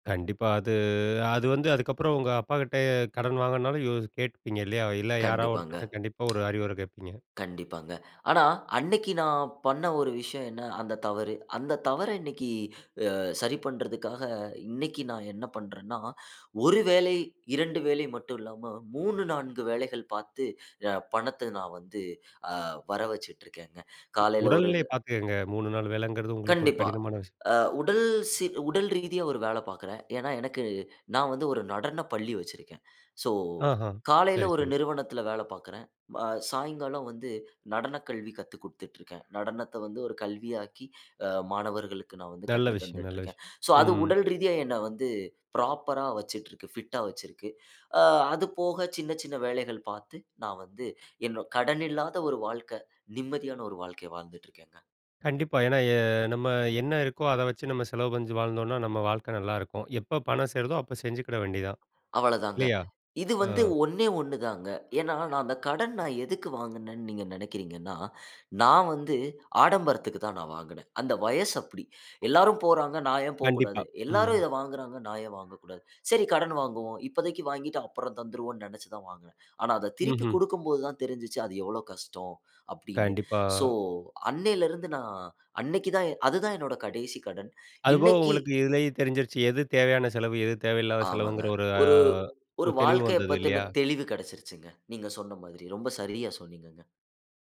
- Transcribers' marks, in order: other noise; in English: "சோ"; in English: "சோ"; in English: "ப்ராப்பரா"; in English: "பிட்டா"; tapping; in English: "சோ"
- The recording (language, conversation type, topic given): Tamil, podcast, ஒரு பழைய தவறைத் திருத்திய பிறகு உங்கள் எதிர்கால வாழ்க்கை எப்படி மாற்றமடைந்தது?